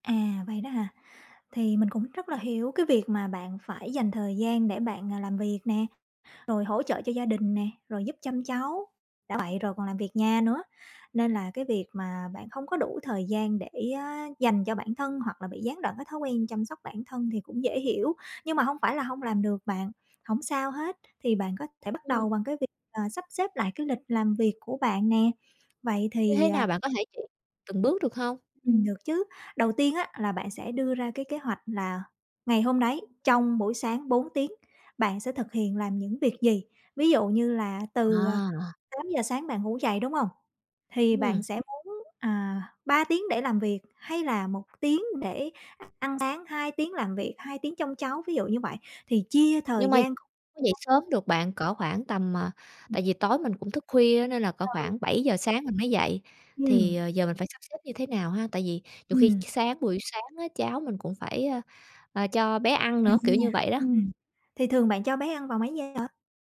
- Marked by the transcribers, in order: tapping; other background noise
- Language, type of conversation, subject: Vietnamese, advice, Bạn làm thế nào để duy trì thói quen chăm sóc cá nhân khi công việc bận rộn khiến thói quen này bị gián đoạn?